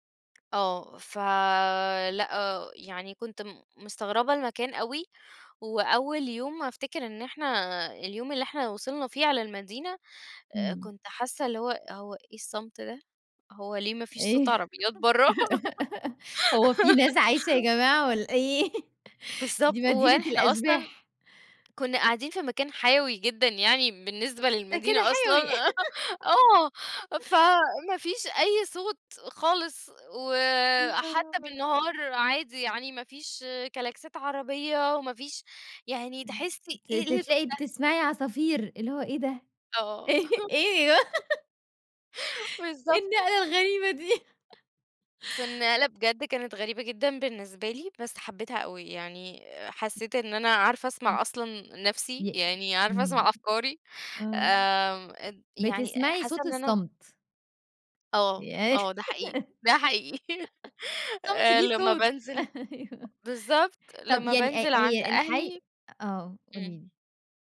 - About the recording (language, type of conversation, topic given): Arabic, podcast, ازاي التقاليد بتتغيّر لما الناس تهاجر؟
- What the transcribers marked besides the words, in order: tapping; laughing while speaking: "إيه؟"; laugh; laugh; laughing while speaking: "إيه؟"; laugh; laughing while speaking: "آه"; laugh; laughing while speaking: "أيوه"; laughing while speaking: "إيه النقلة الغريبة دي؟"; laugh; laugh; laughing while speaking: "أيوه"